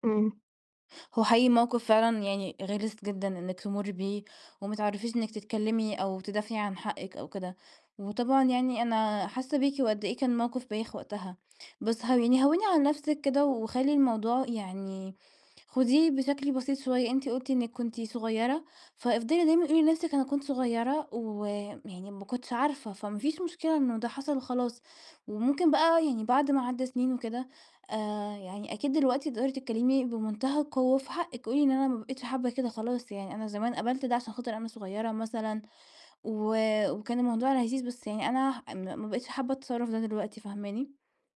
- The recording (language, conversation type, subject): Arabic, advice, إزاي أبطل أتجنب المواجهة عشان بخاف أفقد السيطرة على مشاعري؟
- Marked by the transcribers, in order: none